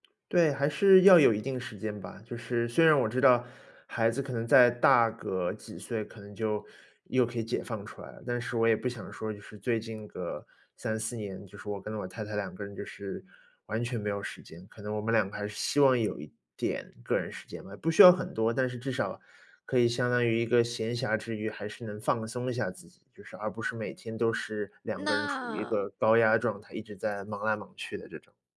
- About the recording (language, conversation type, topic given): Chinese, advice, 我该如何平衡照顾孩子和保留个人时间之间的冲突？
- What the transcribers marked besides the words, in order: other background noise